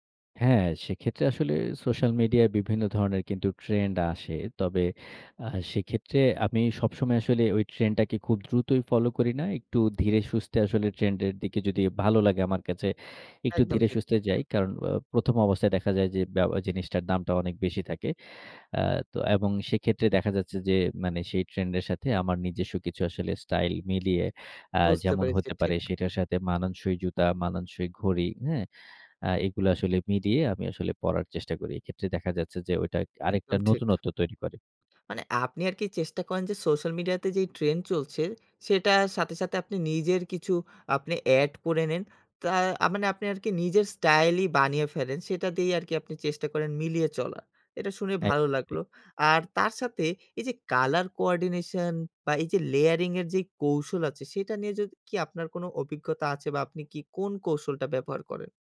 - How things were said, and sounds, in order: in English: "trend"; other noise; in English: "colour coordination"; in English: "layering"
- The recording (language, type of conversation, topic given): Bengali, podcast, বাজেটের মধ্যে স্টাইল বজায় রাখার আপনার কৌশল কী?